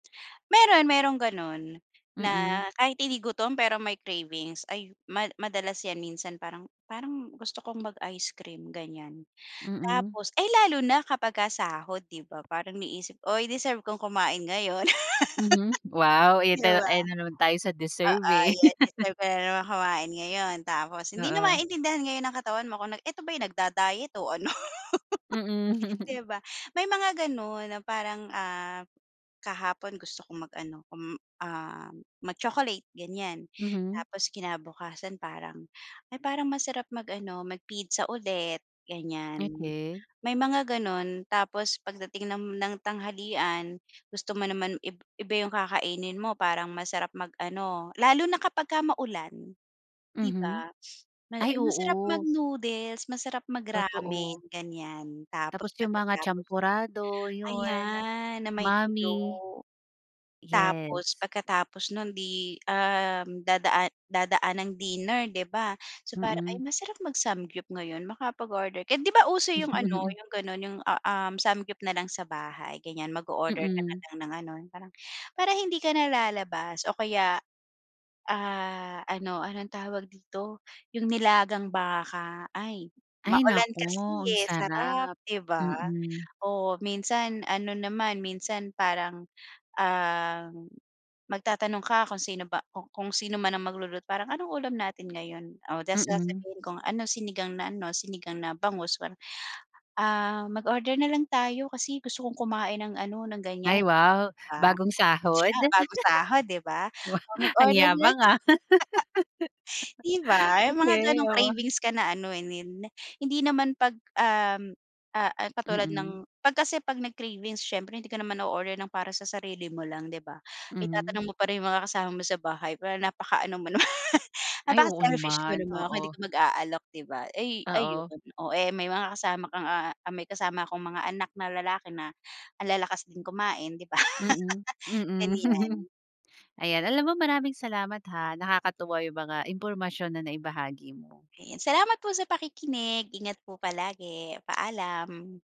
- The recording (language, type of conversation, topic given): Filipino, podcast, Paano mo napag-iiba ang tunay na gutom at simpleng pagnanasa lang sa pagkain?
- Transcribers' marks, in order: tapping; laugh; laugh; chuckle; laugh; other background noise; laugh; laugh; laugh; chuckle; laugh